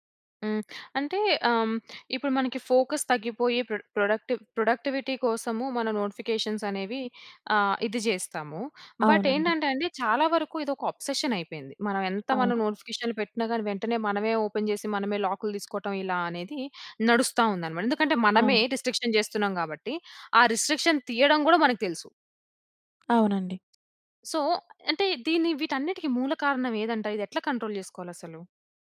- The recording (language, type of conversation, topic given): Telugu, podcast, నోటిఫికేషన్లు తగ్గిస్తే మీ ఫోన్ వినియోగంలో మీరు ఏ మార్పులు గమనించారు?
- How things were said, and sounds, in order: in English: "ఫోకస్"; in English: "ప్రొడక్టివిటీ"; in English: "నోటిఫికేషన్స్"; in English: "బట్"; in English: "అబ్సెషన్"; in English: "ఓపెన్"; in English: "రిస్ట్రిక్షన్"; in English: "రిస్ట్రిక్షన్"; other background noise; in English: "సో"; in English: "కంట్రోల్"